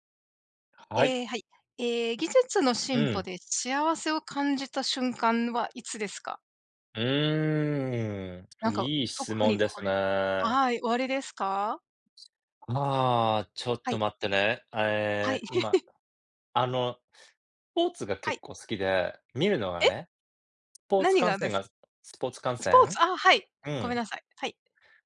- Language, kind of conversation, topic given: Japanese, unstructured, 技術の進歩によって幸せを感じたのはどんなときですか？
- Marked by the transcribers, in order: other noise; giggle; tapping